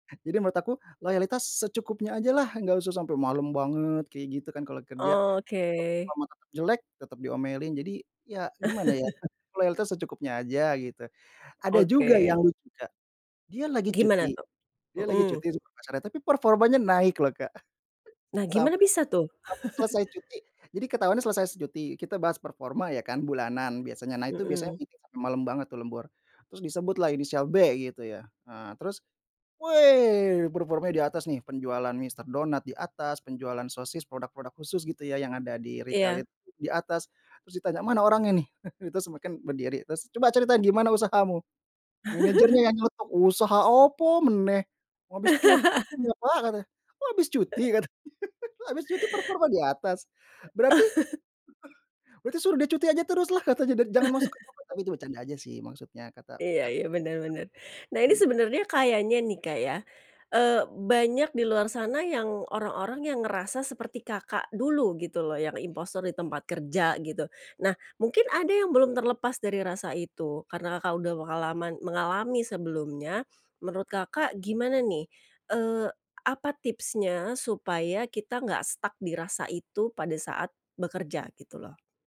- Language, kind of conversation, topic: Indonesian, podcast, Bagaimana kamu mengatasi rasa tidak pantas (impostor) di tempat kerja?
- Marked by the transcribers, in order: laugh; chuckle; laugh; chuckle; in English: "meeting"; chuckle; laugh; in Javanese: "opo meneh?"; laugh; laugh; laugh; laugh; other background noise; in English: "stuck"